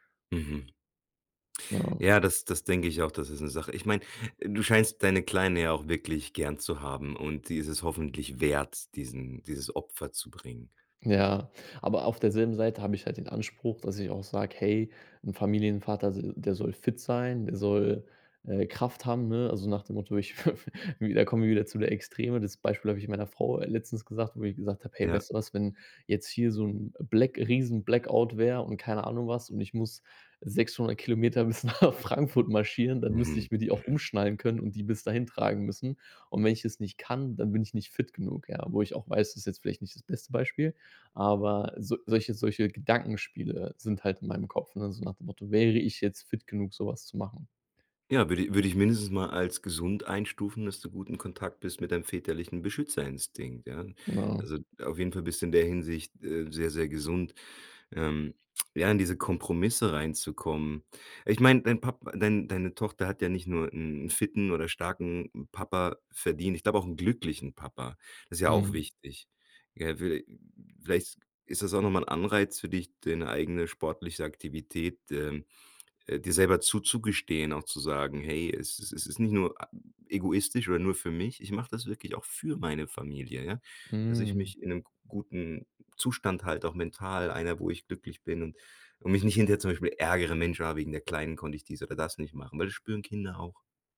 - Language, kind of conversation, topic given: German, advice, Wie kann ich mit einem schlechten Gewissen umgehen, wenn ich wegen der Arbeit Trainingseinheiten verpasse?
- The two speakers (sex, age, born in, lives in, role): male, 30-34, Germany, Germany, user; male, 40-44, Germany, Germany, advisor
- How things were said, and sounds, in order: other background noise; chuckle; laughing while speaking: "bis nach"